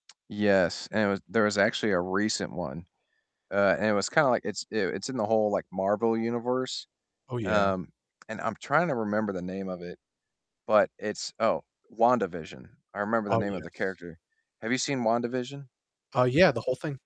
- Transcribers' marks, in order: distorted speech; static
- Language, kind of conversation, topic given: English, unstructured, Which comfort show do you rewatch to instantly put a smile on your face, and why does it feel like home?
- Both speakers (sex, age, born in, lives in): male, 25-29, United States, United States; male, 35-39, United States, United States